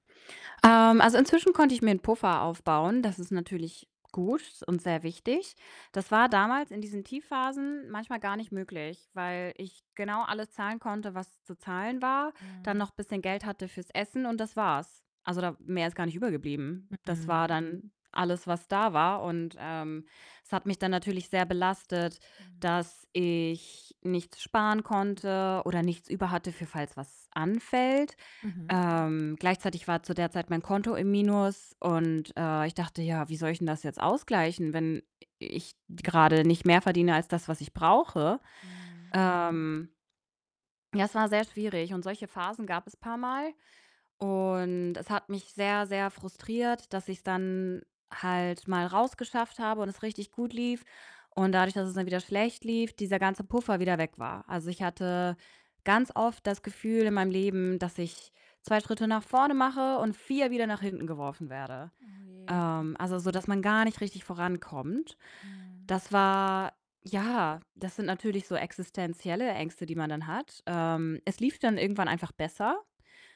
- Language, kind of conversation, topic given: German, advice, Wie kann ich im Alltag besser mit Geldangst umgehen?
- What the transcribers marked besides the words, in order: distorted speech; other background noise